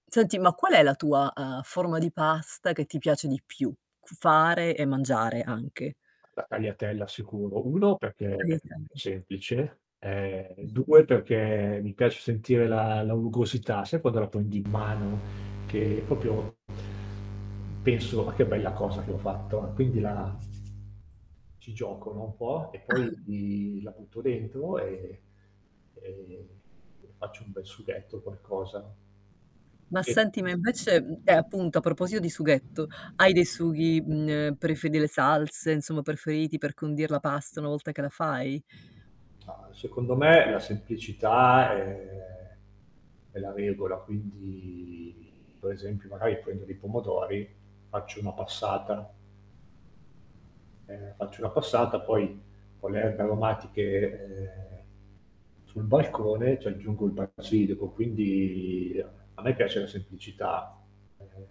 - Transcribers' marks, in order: static; tapping; distorted speech; other background noise; mechanical hum; "proprio" said as "propio"; other noise; "preferiti" said as "prefì"; "insomma" said as "inzomma"
- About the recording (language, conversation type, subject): Italian, podcast, Hai una ricetta di famiglia a cui tieni particolarmente?